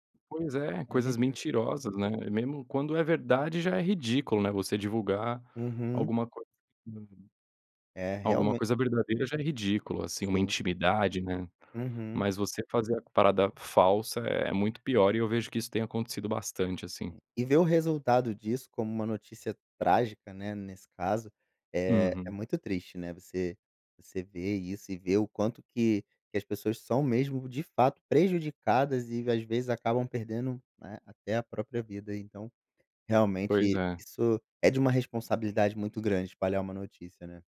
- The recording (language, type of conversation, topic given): Portuguese, podcast, Como identificar notícias falsas nas redes sociais?
- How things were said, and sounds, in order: "mesmo" said as "memo"; other noise; tapping